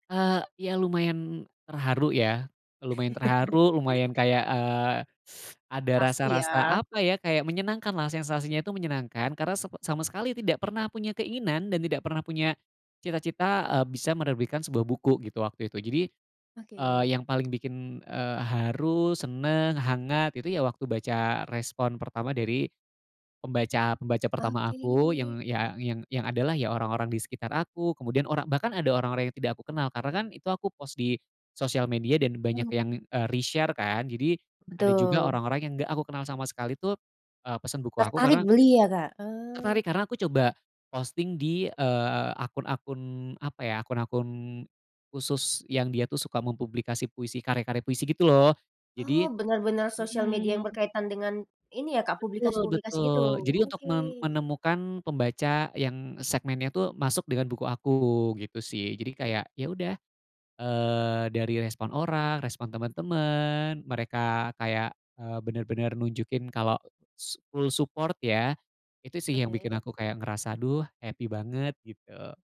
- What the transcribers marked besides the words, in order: laugh; teeth sucking; other background noise; in English: "reshare"; tapping; unintelligible speech; in English: "support"; in English: "happy"
- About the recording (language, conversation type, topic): Indonesian, podcast, Apa pengalamanmu saat pertama kali membagikan karya?